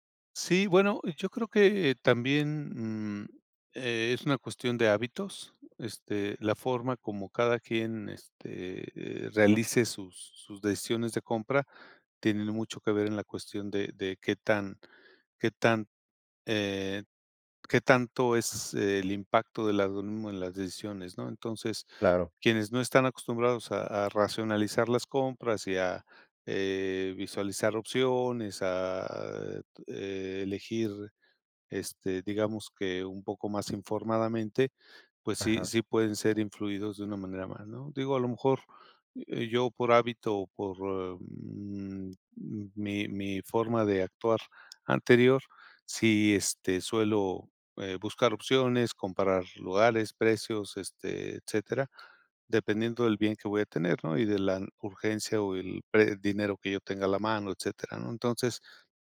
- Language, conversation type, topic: Spanish, podcast, ¿Cómo influye el algoritmo en lo que consumimos?
- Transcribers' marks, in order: none